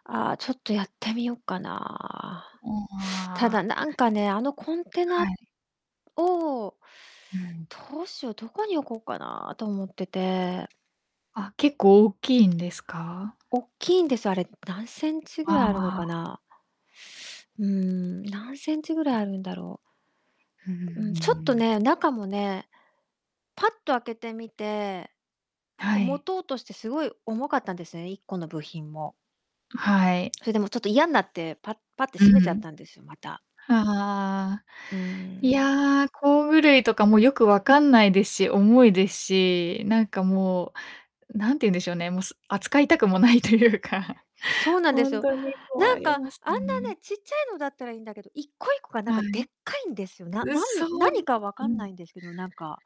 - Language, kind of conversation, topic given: Japanese, advice, 同居していた元パートナーの荷物をどう整理すればよいですか？
- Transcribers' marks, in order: distorted speech; tapping; other noise; other background noise; laughing while speaking: "ないというか"